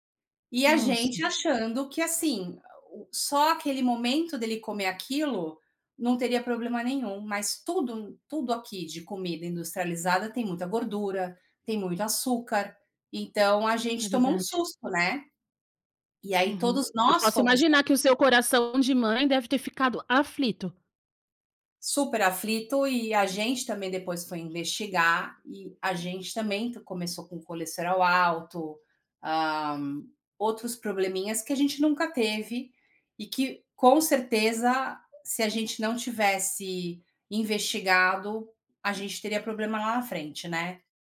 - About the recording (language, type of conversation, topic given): Portuguese, podcast, Como a comida do novo lugar ajudou você a se adaptar?
- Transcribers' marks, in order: none